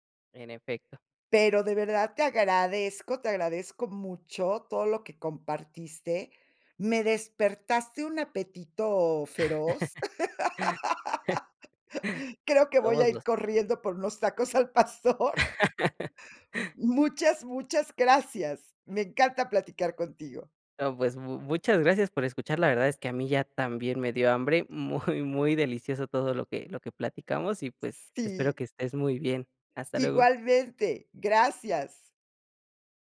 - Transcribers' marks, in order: laugh; laughing while speaking: "al pastor"; laugh; laughing while speaking: "muy"
- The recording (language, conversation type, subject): Spanish, podcast, ¿Qué comida te conecta con tus raíces?